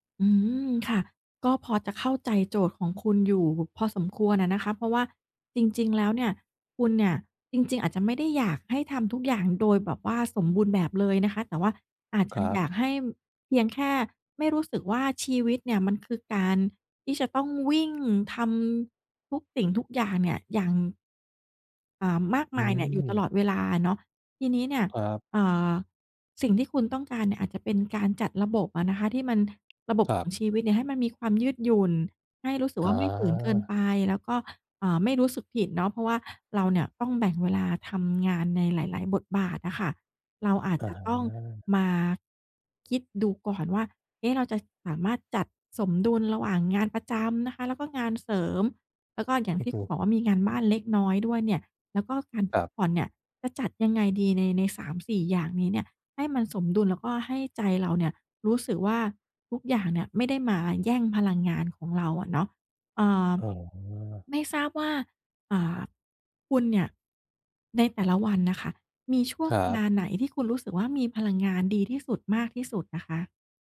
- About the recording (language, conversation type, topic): Thai, advice, ฉันควรจัดตารางเวลาในแต่ละวันอย่างไรให้สมดุลระหว่างงาน การพักผ่อน และชีวิตส่วนตัว?
- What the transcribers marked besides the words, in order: other background noise